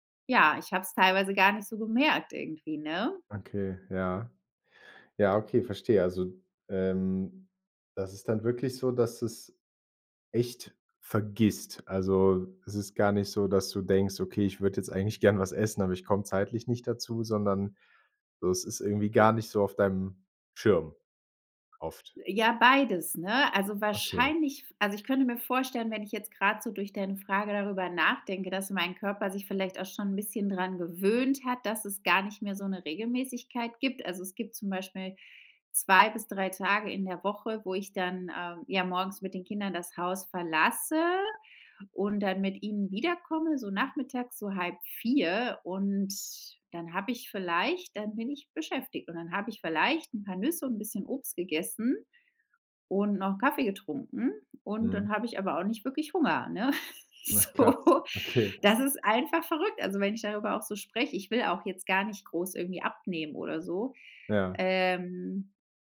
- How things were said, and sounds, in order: stressed: "vergisst"; chuckle; laughing while speaking: "So"
- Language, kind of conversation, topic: German, advice, Wie kann ich mich trotz Zeitmangel gesund ernähren, ohne häufig Mahlzeiten auszulassen?